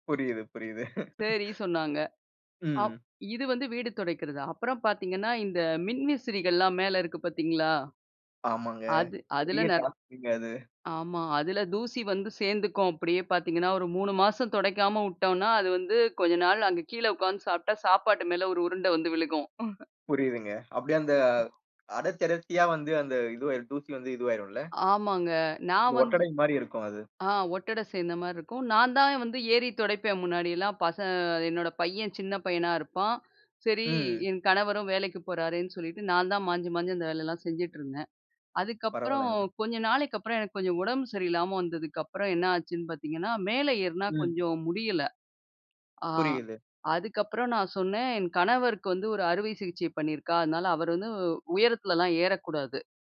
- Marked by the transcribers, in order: laugh; in English: "டாஸ்க்ங்க"; chuckle; laughing while speaking: "அங்க கீழ உட்கார்ந்து சாப்பிட்டா, சாப்பாட்டு மேல ஒரு உருண்டை வந்து விழுகும்"; other noise
- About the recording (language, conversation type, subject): Tamil, podcast, வீடு சுத்தம் செய்வதில் குடும்பத்தினரை ஈடுபடுத்த, எந்த கேள்விகளை கேட்க வேண்டும்?